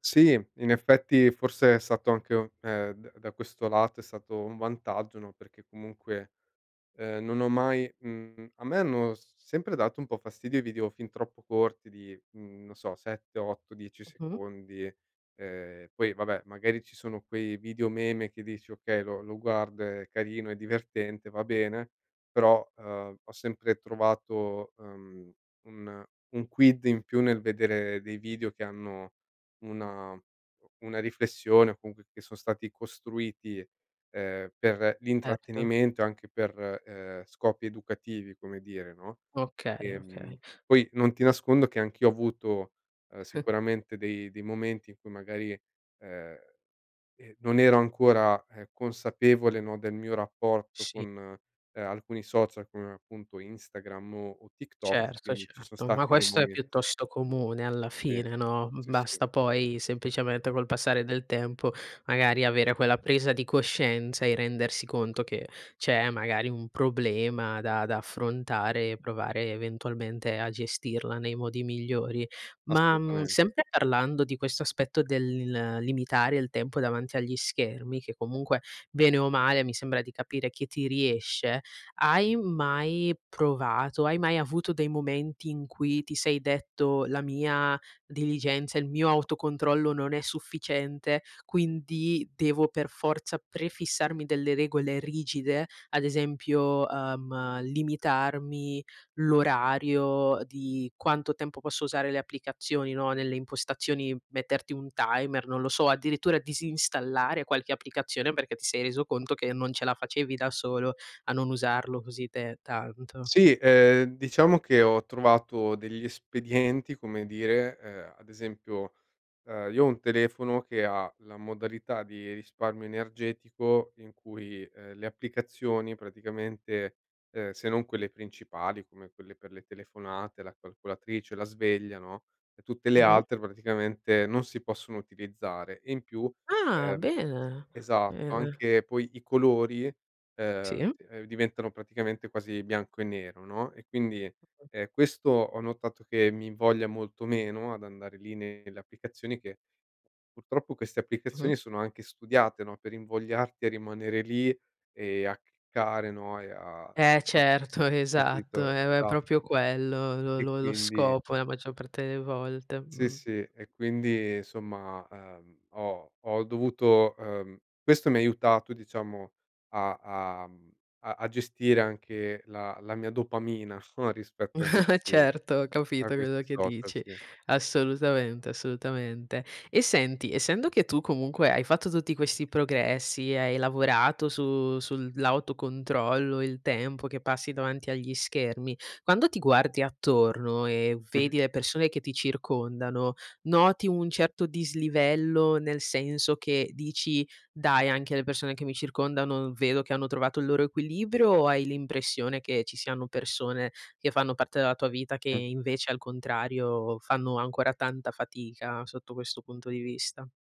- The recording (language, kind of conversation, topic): Italian, podcast, Cosa fai per limitare il tempo davanti agli schermi?
- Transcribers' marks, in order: chuckle; unintelligible speech; laughing while speaking: "esatto"; laughing while speaking: "o"; chuckle